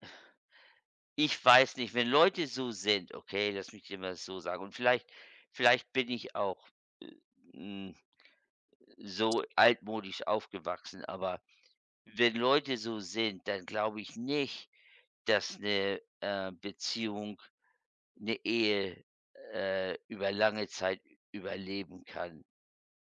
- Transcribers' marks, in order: other background noise
- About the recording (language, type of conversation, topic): German, unstructured, Wie entscheidest du, wofür du dein Geld ausgibst?